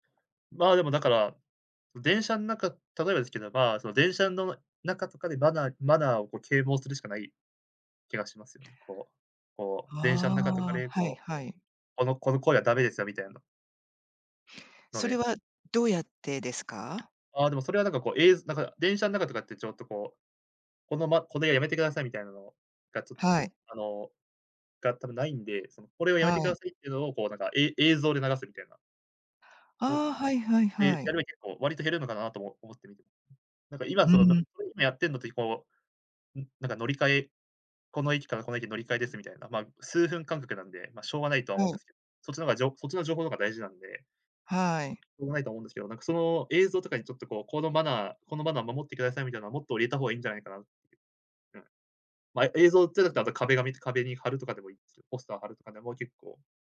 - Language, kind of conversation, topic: Japanese, podcast, 電車内でのスマホの利用マナーで、あなたが気になることは何ですか？
- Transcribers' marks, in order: tapping; unintelligible speech; other noise